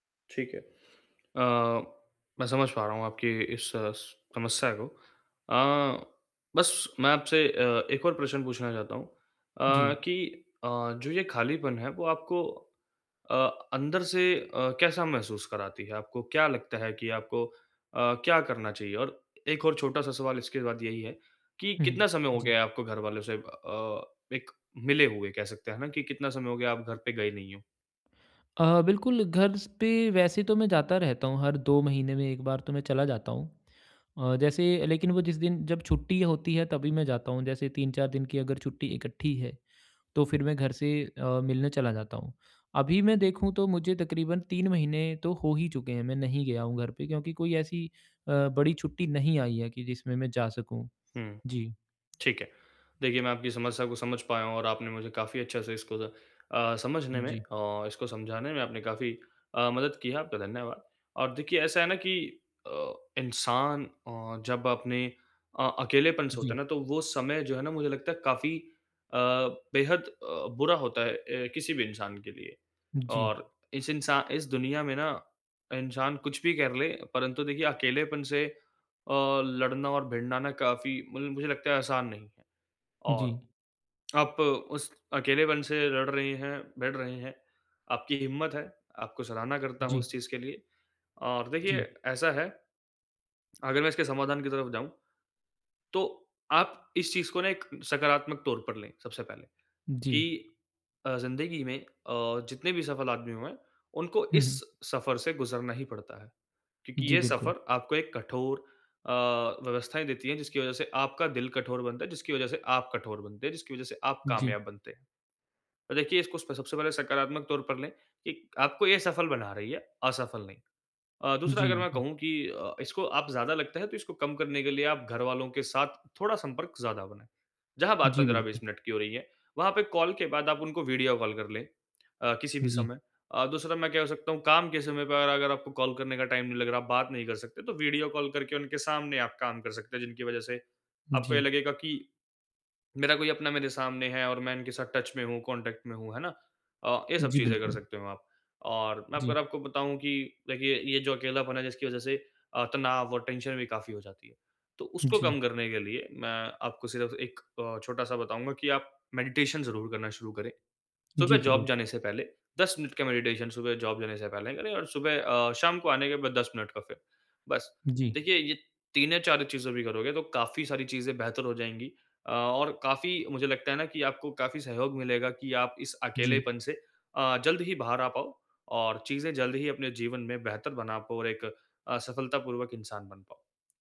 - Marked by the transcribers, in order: "प्रश्न" said as "प्रशन"; in English: "टाइम"; in English: "टच"; in English: "कॉन्टैक्ट"; in English: "टेंशन"; in English: "मेडिटेशन"; in English: "जॉब"; in English: "मेडिटेशन"; in English: "जॉब"
- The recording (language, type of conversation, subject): Hindi, advice, मैं भावनात्मक रिक्तता और अकेलपन से कैसे निपटूँ?